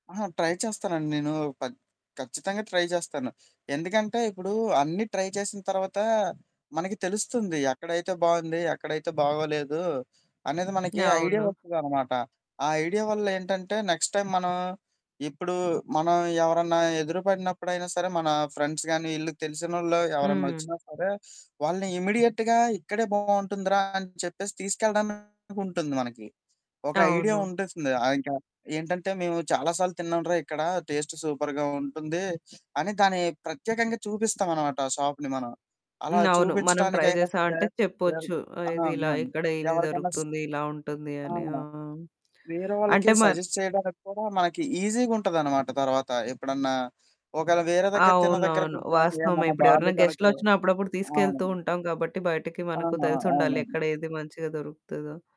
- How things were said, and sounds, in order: in English: "ట్రై"; in English: "ట్రై"; in English: "ట్రై"; other background noise; in English: "ఐడియా"; in English: "ఐడియా"; in English: "నెక్స్ట్ టైమ్"; in English: "ఫ్రెండ్స్"; in English: "ఇమ్మీడియేట్‌గా"; distorted speech; in English: "ఐడియా"; "ఉంటుంది" said as "ఉంటేస్తుంది"; in English: "సూపర్‌గా"; in English: "ట్రై"; in English: "షాప్‌ని"; in English: "సజెస్ట్"
- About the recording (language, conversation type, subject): Telugu, podcast, స్థానిక వీధి ఆహార రుచులు మీకు ఎందుకు ప్రత్యేకంగా అనిపిస్తాయి?